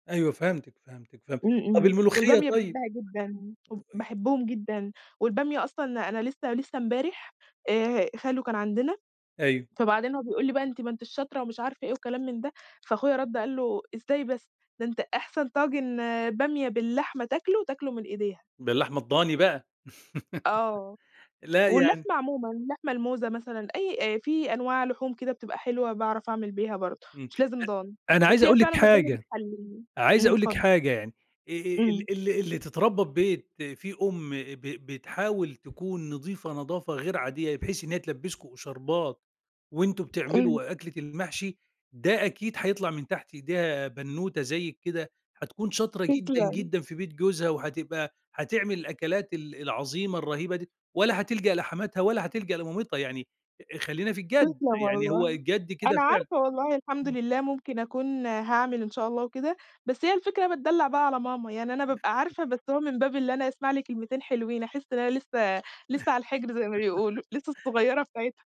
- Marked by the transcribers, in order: tapping; laugh; other background noise; unintelligible speech; laugh
- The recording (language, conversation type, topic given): Arabic, podcast, إيه الأكلة اللي بتفكّرك بأصلك؟